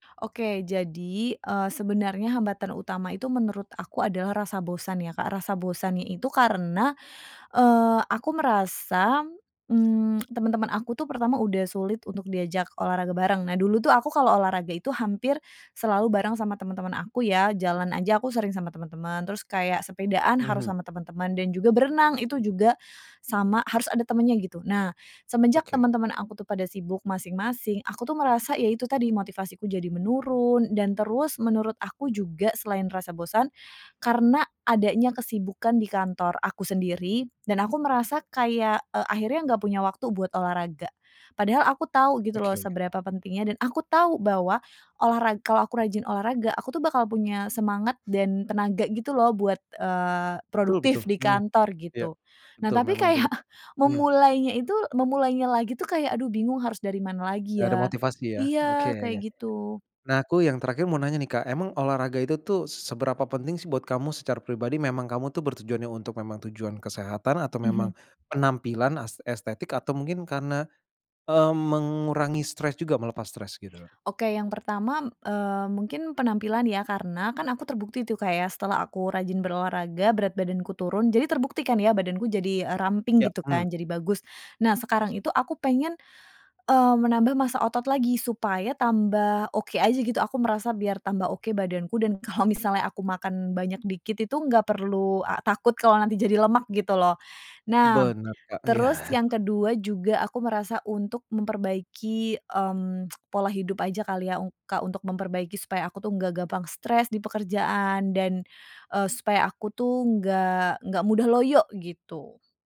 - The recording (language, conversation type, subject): Indonesian, advice, Bagaimana saya bisa kembali termotivasi untuk berolahraga meski saya tahu itu penting?
- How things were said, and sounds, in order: tapping; lip smack; laughing while speaking: "kayak"; other background noise; laughing while speaking: "kalau misalnya"; laughing while speaking: "iya"; tsk